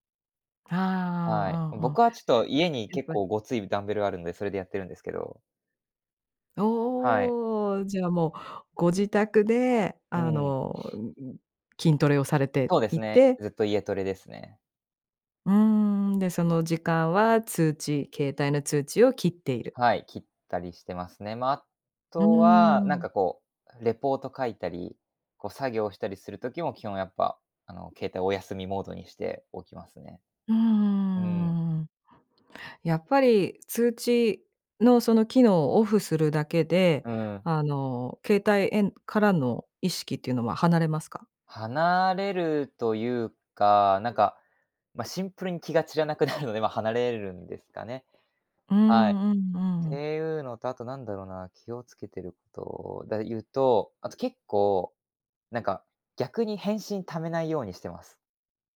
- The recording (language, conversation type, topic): Japanese, podcast, 毎日のスマホの使い方で、特に気をつけていることは何ですか？
- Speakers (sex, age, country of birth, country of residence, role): female, 45-49, Japan, United States, host; male, 20-24, Japan, Japan, guest
- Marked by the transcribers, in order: none